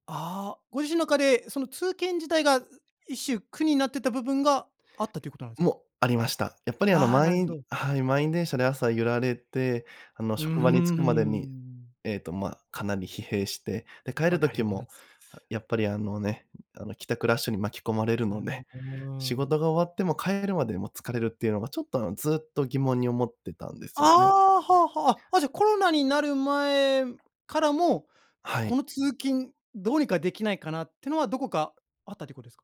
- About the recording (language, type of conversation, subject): Japanese, podcast, 転職を考えるとき、何が決め手になりますか？
- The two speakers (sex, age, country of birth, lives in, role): male, 30-34, Japan, Japan, guest; male, 35-39, Japan, Japan, host
- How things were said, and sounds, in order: none